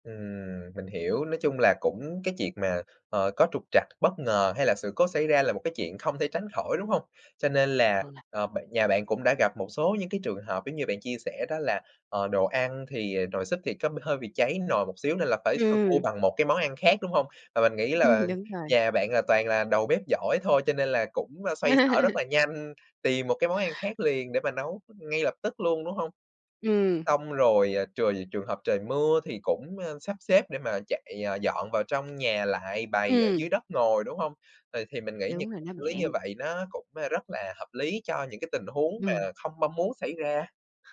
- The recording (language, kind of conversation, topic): Vietnamese, podcast, Bạn chuẩn bị thế nào cho bữa tiệc gia đình lớn?
- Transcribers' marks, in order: laugh; laugh; unintelligible speech